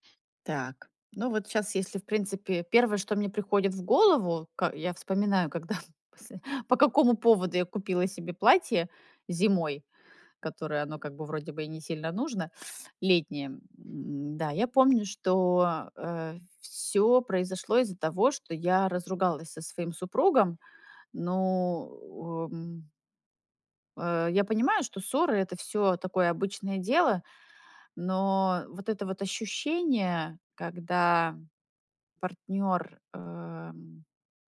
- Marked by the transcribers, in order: laughing while speaking: "когда посл"; other background noise; teeth sucking
- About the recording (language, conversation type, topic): Russian, advice, Почему я постоянно совершаю импульсивные покупки и потом жалею об этом?